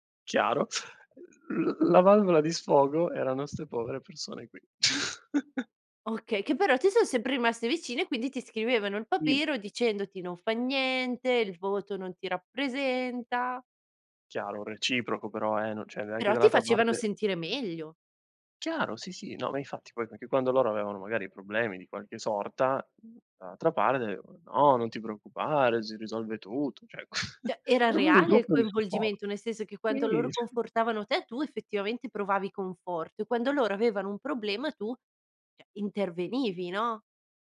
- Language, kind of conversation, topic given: Italian, podcast, Che ruolo hanno i social nella tua rete di supporto?
- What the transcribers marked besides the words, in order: chuckle; "cioè" said as "ceh"; tapping; "perché" said as "pecché"; "Cioè" said as "ceh"; "Cioè" said as "ceh"; chuckle; "proprio" said as "popo"; laughing while speaking: "s"; "cioè" said as "ceh"